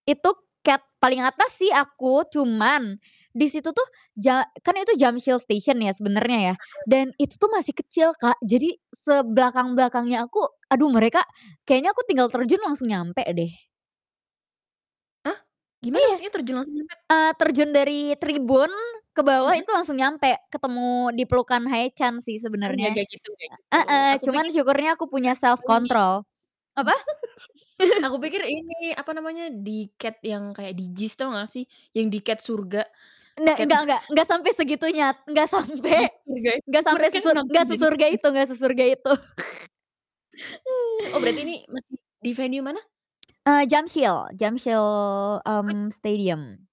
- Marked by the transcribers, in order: in English: "CAT"; distorted speech; other background noise; unintelligible speech; in English: "self control"; laugh; in English: "CAT"; in English: "CAT"; in English: "CAT"; laugh; laughing while speaking: "nggak sampe"; chuckle; snort; chuckle; in English: "venue"; tsk; unintelligible speech
- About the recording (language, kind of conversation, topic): Indonesian, podcast, Bagaimana pengalaman konser pertamamu, dan seperti apa rasanya?